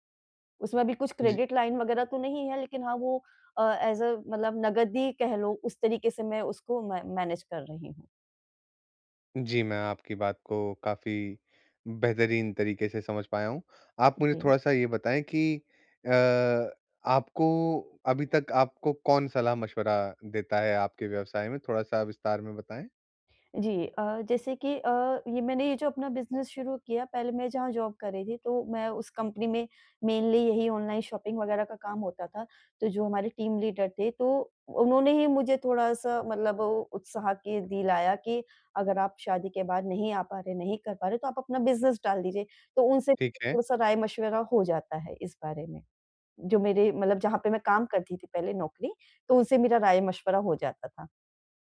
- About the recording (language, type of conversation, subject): Hindi, advice, मैं अपने स्टार्टअप में नकदी प्रवाह और खर्चों का बेहतर प्रबंधन कैसे करूँ?
- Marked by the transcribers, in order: in English: "क्रेडिट लाइन"; in English: "एज़ अ"; in English: "मै मैनेज"; in English: "जॉब"; in English: "मेनली"; in English: "शॉपिंग"; in English: "टीम लीडर"